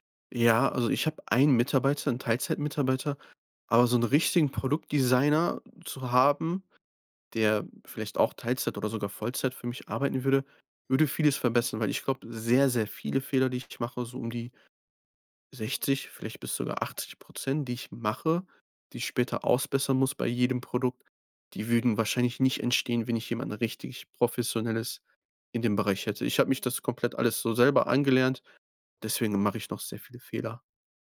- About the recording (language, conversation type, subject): German, podcast, Wie testest du Ideen schnell und günstig?
- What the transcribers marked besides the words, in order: none